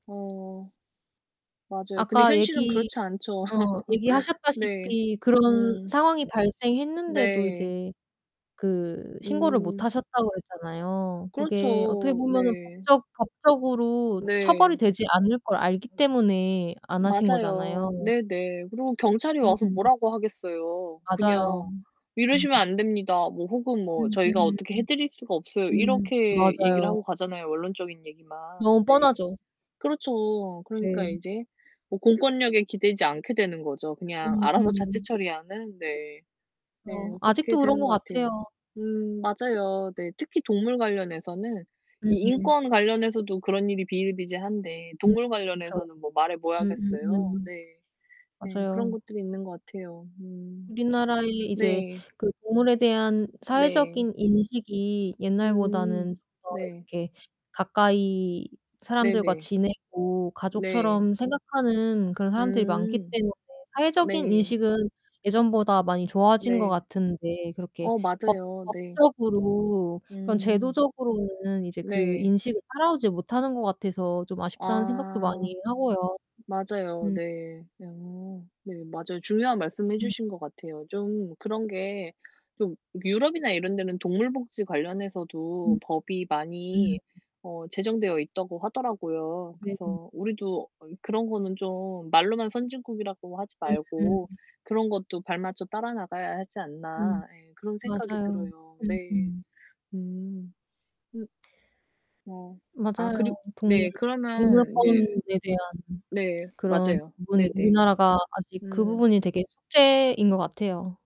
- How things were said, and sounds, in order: other background noise; laugh; distorted speech; static
- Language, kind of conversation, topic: Korean, unstructured, 동물 학대에 어떻게 대처해야 할까요?